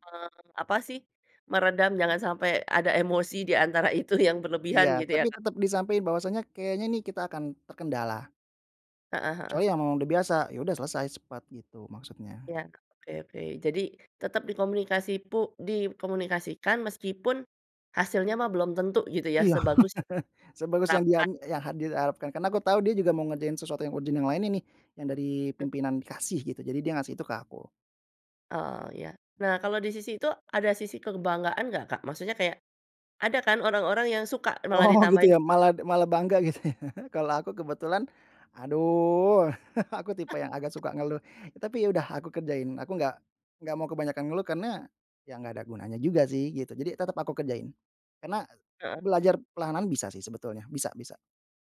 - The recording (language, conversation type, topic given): Indonesian, podcast, Bagaimana kamu menghadapi tekanan sosial saat harus mengambil keputusan?
- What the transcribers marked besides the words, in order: laughing while speaking: "di antara itu"; chuckle; other background noise; laughing while speaking: "Oh"; laughing while speaking: "gitu ya"; drawn out: "aduh"; chuckle